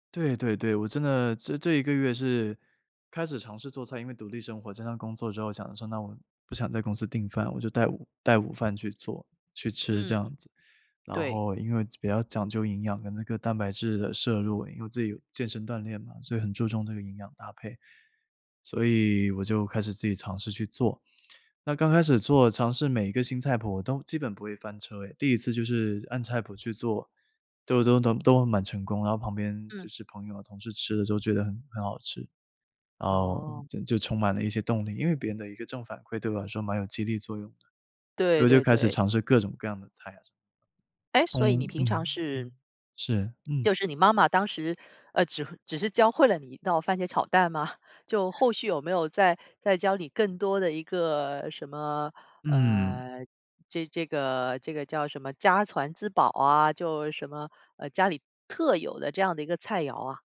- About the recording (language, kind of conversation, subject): Chinese, podcast, 你是怎么开始学做饭的？
- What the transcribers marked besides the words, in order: other background noise; laughing while speaking: "教会了你一道番茄炒蛋吗？"